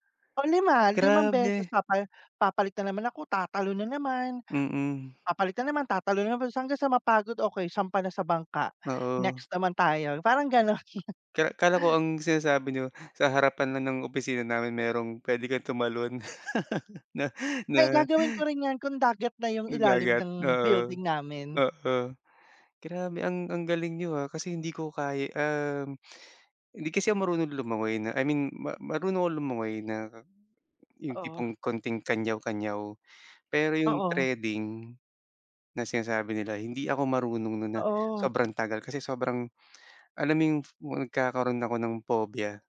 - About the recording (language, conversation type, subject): Filipino, unstructured, Ano ang paborito mong libangan tuwing bakasyon?
- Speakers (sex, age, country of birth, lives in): male, 30-34, Philippines, Philippines; male, 40-44, Philippines, Philippines
- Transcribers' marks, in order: chuckle; laugh